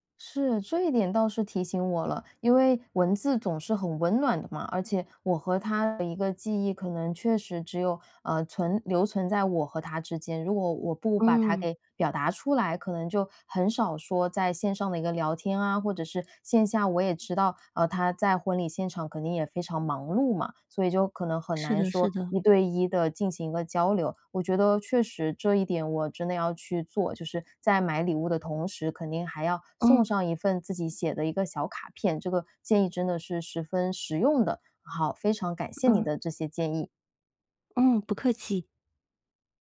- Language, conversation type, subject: Chinese, advice, 如何才能挑到称心的礼物？
- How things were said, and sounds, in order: other background noise